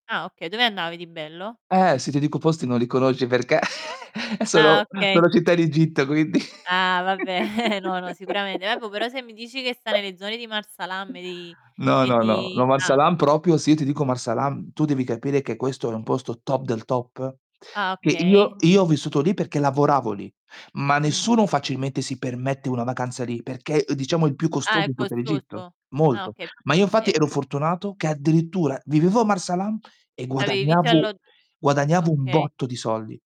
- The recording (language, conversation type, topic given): Italian, unstructured, Cosa ti rende felice quando sei in vacanza?
- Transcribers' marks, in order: laughing while speaking: "perché sono sono città in Egitto quindi"; chuckle; distorted speech; laugh; chuckle; "proprio" said as "propio"